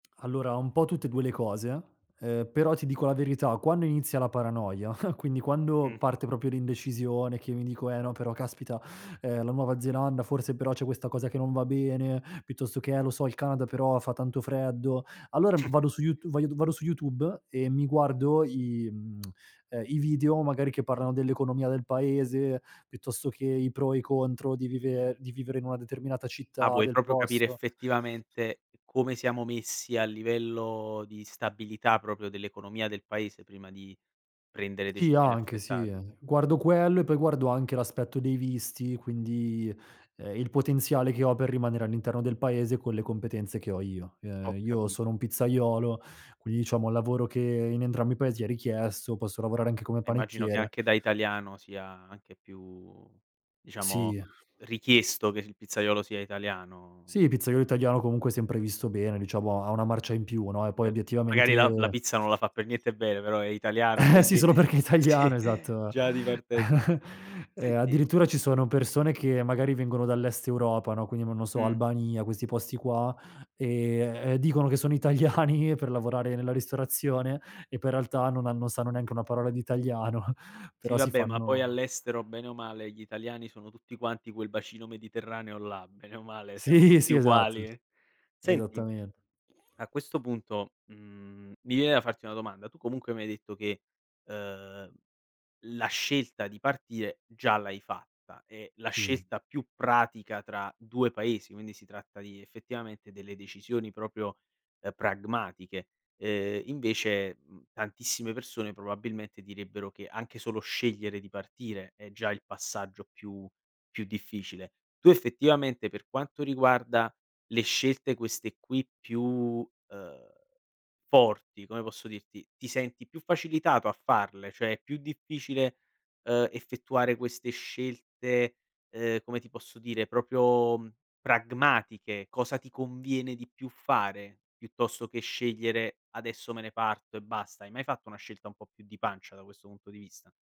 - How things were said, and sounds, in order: chuckle; "proprio" said as "propio"; other background noise; lip smack; "proprio" said as "propio"; tapping; drawn out: "più"; drawn out: "italiano"; laughing while speaking: "Eh sì, solo perché è italiano"; chuckle; laughing while speaking: "italiani"; laughing while speaking: "italiano"; laughing while speaking: "Sì"; drawn out: "mhmm"; drawn out: "ehm"
- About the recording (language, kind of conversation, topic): Italian, podcast, Ti capita di rimuginare a lungo prima di prendere una decisione?